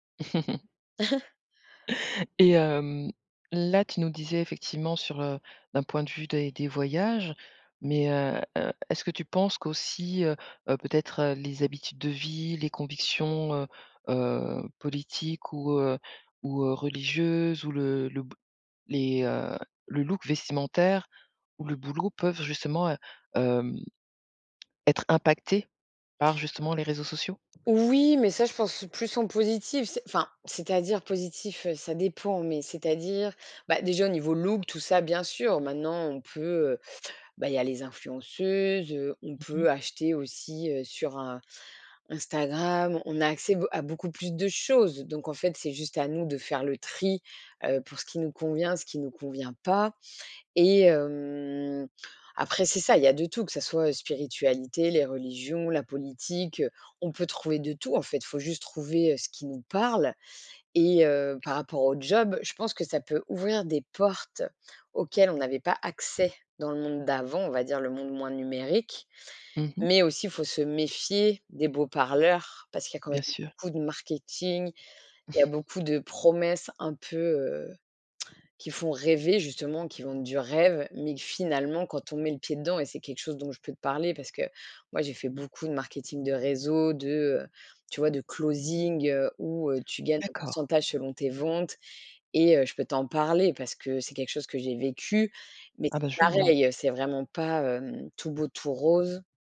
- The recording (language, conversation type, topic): French, podcast, Comment les réseaux sociaux influencent-ils nos envies de changement ?
- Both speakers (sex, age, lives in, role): female, 40-44, France, guest; female, 45-49, France, host
- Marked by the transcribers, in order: chuckle; other background noise; stressed: "choses"; scoff; stressed: "rêve"; in English: "closing"; stressed: "vécu"